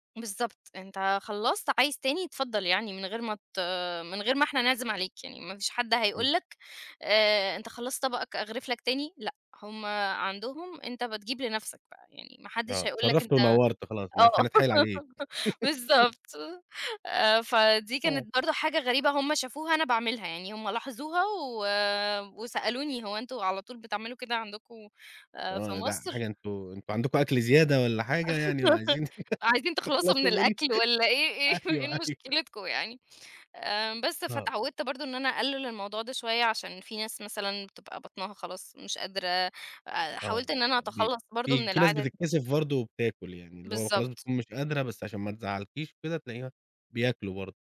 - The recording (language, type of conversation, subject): Arabic, podcast, إيه كانت أول تجربة ليك مع ثقافة جديدة؟
- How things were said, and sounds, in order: laugh; giggle; laugh; laugh; laughing while speaking: "تخلصوا منه. أيوه، أيوه"; laughing while speaking: "إيه مشكلتكم يعني"